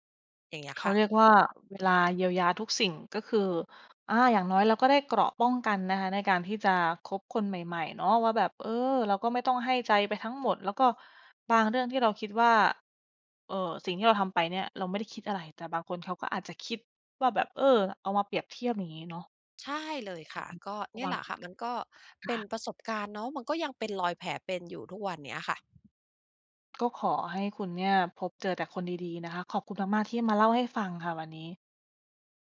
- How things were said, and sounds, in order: other background noise; unintelligible speech; tapping
- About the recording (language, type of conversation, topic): Thai, podcast, เมื่อความไว้ใจหายไป ควรเริ่มฟื้นฟูจากตรงไหนก่อน?